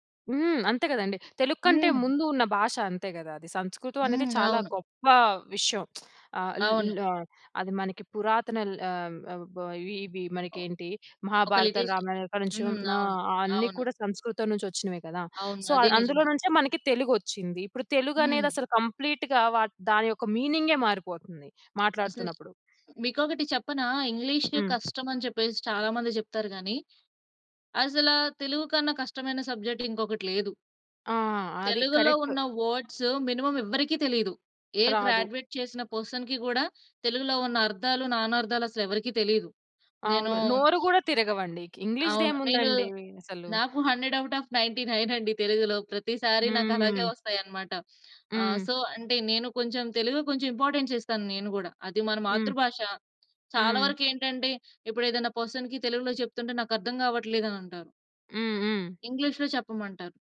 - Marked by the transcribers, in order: lip smack; in English: "లిటేషన్"; in English: "సో"; tapping; in English: "సబ్జెక్ట్"; in English: "కరెక్ట్"; in English: "వర్డ్స్ మినిమమ్"; in English: "గ్రాడ్యుయేట్"; in English: "పర్సన్‌కి"; other background noise; in English: "హండ్రెడ్ ఔట్ ఆఫ్ నైన్టీ నైన్"; in English: "సో"; in English: "ఇంపార్టెన్స్"; in English: "పర్సన్‌కి"
- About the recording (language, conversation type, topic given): Telugu, podcast, భాషను కోల్పోవడం గురించి మీకు ఏమైనా ఆలోచనలు ఉన్నాయా?